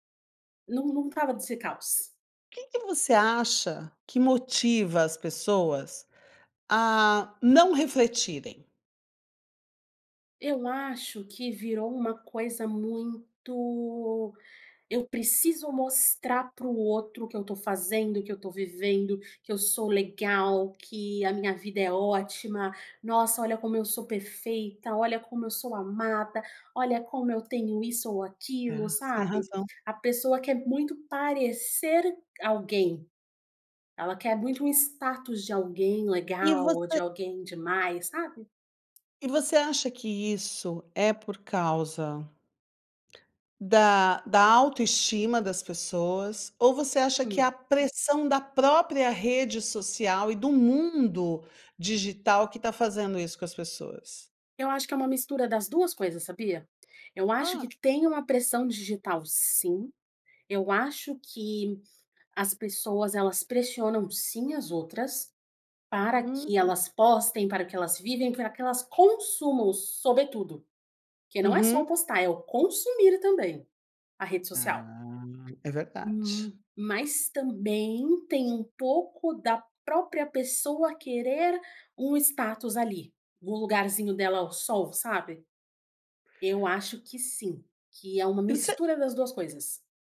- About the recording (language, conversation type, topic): Portuguese, podcast, Como você equilibra a vida offline e o uso das redes sociais?
- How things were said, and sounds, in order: none